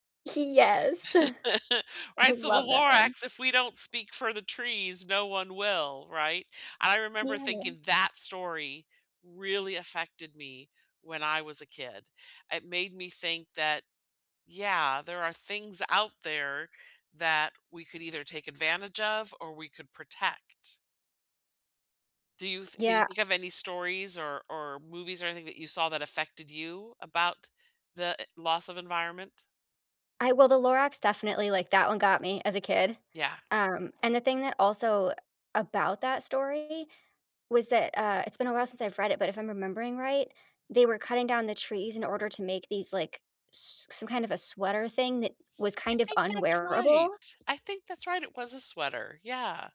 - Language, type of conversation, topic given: English, unstructured, What emotions do you feel when you see a forest being cut down?
- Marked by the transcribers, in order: laugh; chuckle; other background noise; tapping